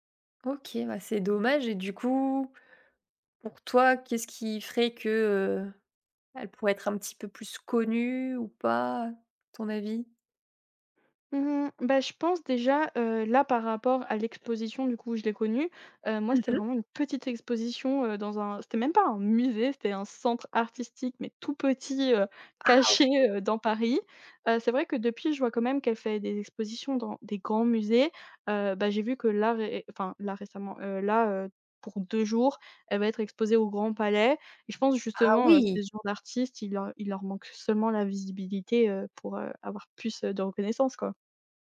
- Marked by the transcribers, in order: stressed: "musée"; surprised: "Ah OK !"; surprised: "Ah oui !"
- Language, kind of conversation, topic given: French, podcast, Quel artiste français considères-tu comme incontournable ?